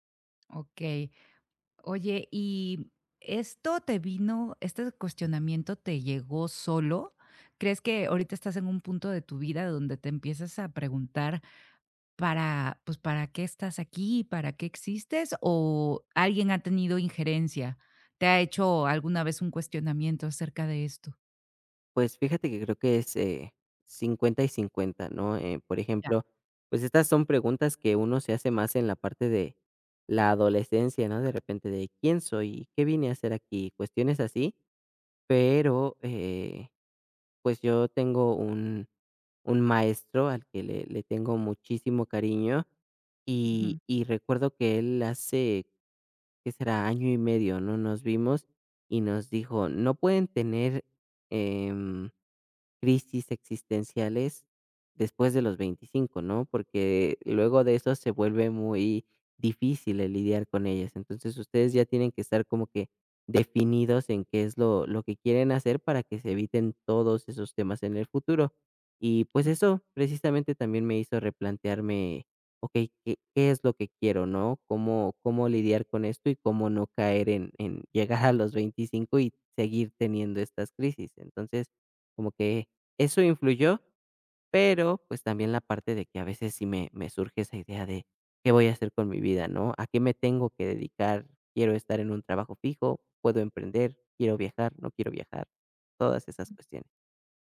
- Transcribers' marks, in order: other background noise; laughing while speaking: "llegar"
- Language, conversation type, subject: Spanish, advice, ¿Cómo puedo saber si mi vida tiene un propósito significativo?